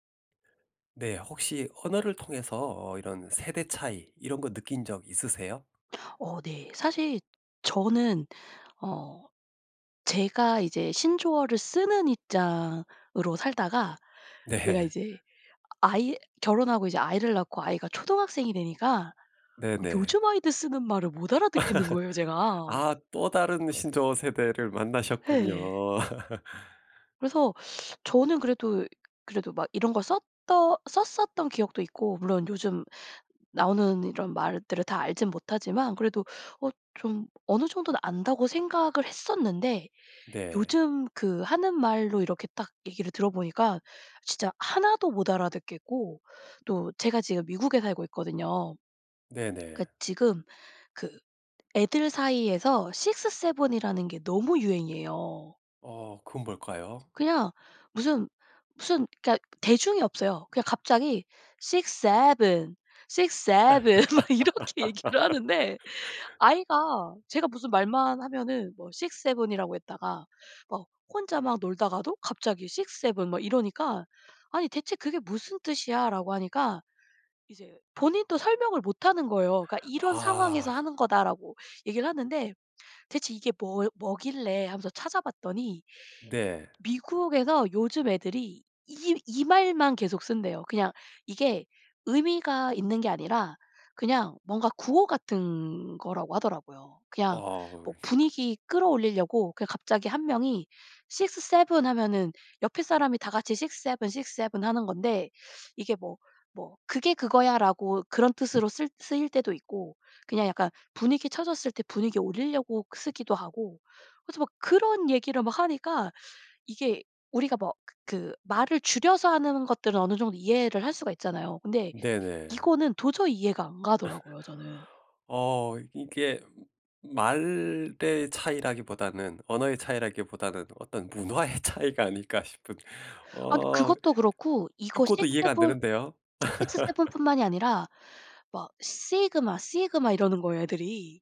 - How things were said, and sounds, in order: laughing while speaking: "네"; laugh; laugh; teeth sucking; in English: "six seven"; put-on voice: "six seven, six seven"; in English: "six seven, six seven"; laugh; laughing while speaking: "막 이렇게 얘기를 하는데"; in English: "six seven"; in English: "six seven"; in English: "six seven"; in English: "six seven, six seven"; laugh; laughing while speaking: "문화의 차이가"; in English: "six seven, six seven"; lip smack; laugh; in English: "sigma sigma"
- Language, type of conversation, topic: Korean, podcast, 언어 사용에서 세대 차이를 느낀 적이 있나요?